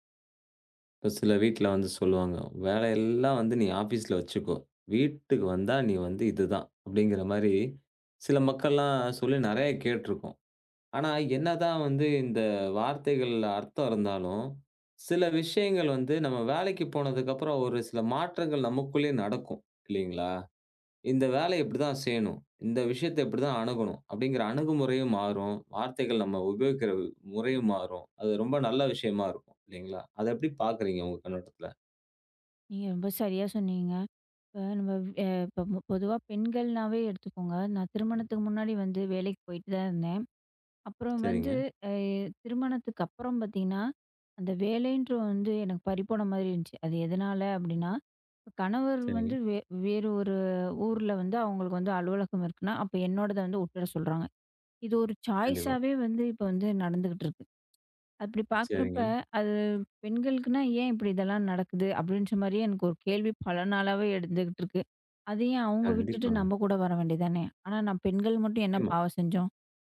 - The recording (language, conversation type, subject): Tamil, podcast, வேலை இடத்தில் நீங்கள் பெற்ற பாத்திரம், வீட்டில் நீங்கள் நடந்துகொள்ளும் விதத்தை எப்படி மாற்றுகிறது?
- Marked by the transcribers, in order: in English: "ஆபீஸ்ல"; in English: "சாய்ஸ்ஸாவே"